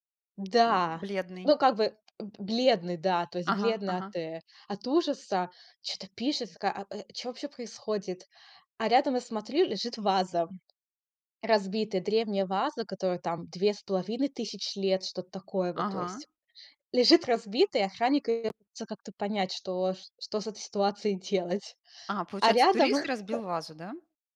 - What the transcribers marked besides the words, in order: laughing while speaking: "делать"; chuckle
- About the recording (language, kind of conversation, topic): Russian, unstructured, Что вас больше всего раздражает в туристах?